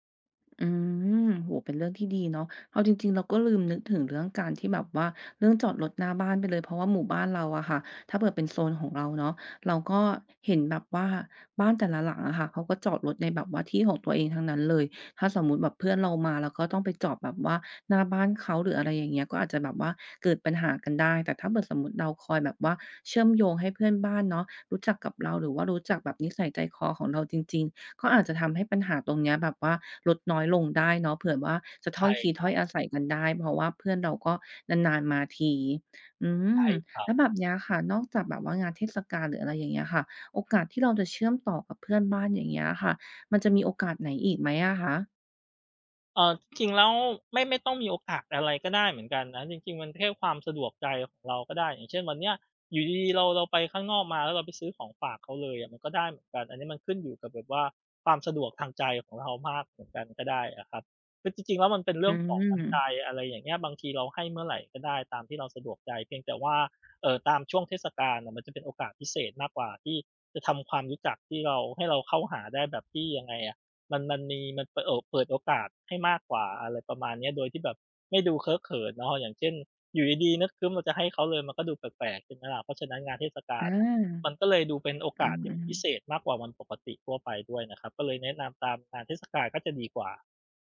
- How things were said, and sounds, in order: tapping
- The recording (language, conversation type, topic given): Thai, advice, ย้ายบ้านไปพื้นที่ใหม่แล้วรู้สึกเหงาและไม่คุ้นเคย ควรทำอย่างไรดี?